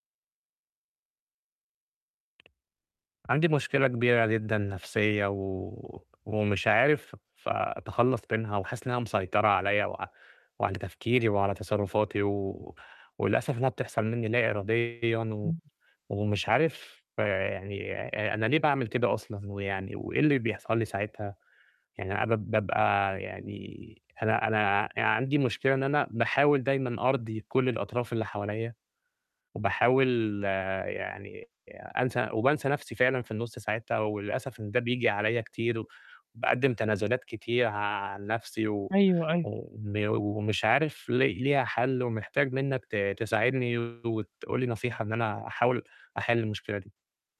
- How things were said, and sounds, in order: tapping; distorted speech
- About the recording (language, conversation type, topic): Arabic, advice, إزاي أتعامل مع تعبي من إني بحاول أرضّي الكل وبحس إني بتنازل عن نفسي؟